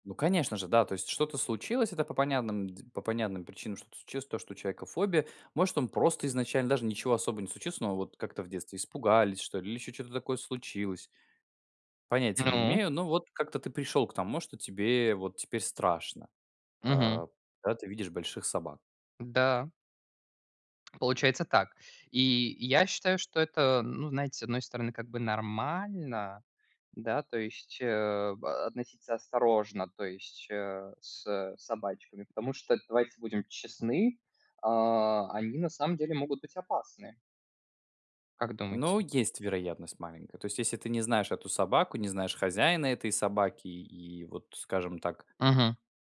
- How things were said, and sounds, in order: none
- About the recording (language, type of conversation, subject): Russian, unstructured, Как справляться со страхом перед большими собаками?